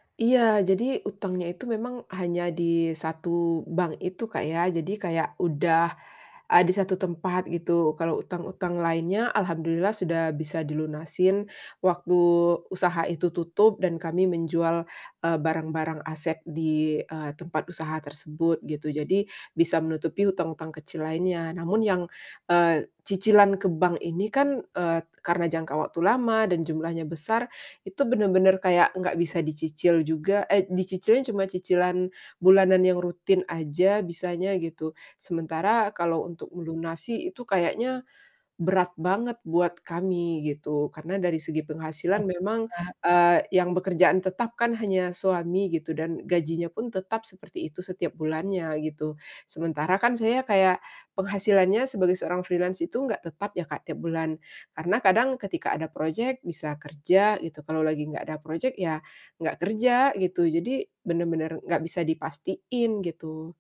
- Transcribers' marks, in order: static; other background noise; tapping; unintelligible speech; in English: "freelance"
- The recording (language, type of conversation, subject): Indonesian, advice, Bagaimana cara mulai mengurangi beban utang tanpa merasa kewalahan setiap bulan?